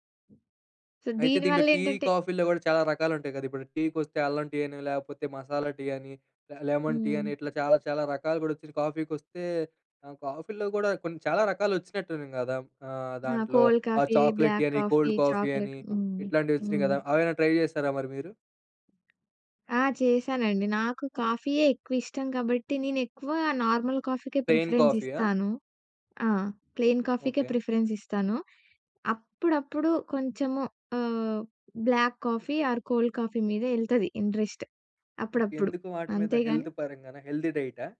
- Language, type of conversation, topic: Telugu, podcast, కాఫీ, టీ వంటి పానీయాలు మన ఎనర్జీని ఎలా ప్రభావితం చేస్తాయి?
- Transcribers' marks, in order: other background noise; in English: "సో"; in English: "లెమన్ టీ"; in English: "కోల్డ్ కాఫీ, బ్లాక్ కాఫీ, చాక్లేట్"; in English: "చాక్లెట్ టీ"; in English: "కోల్డ్ కాఫీ"; in English: "ట్రై"; in English: "నార్మల్ కాఫీకే ప్రిఫరెన్స్"; in English: "ప్లెయిన్ కాఫీ"; in English: "ప్లెయిన్ కాఫీకే ప్రిఫరెన్స్"; in English: "బ్లాక్ కాఫీ ఆర్ కోల్డ్ కాఫీ"; in English: "ఇంట్రెస్ట్"; in English: "హెల్త్"; in English: "హెల్తీ"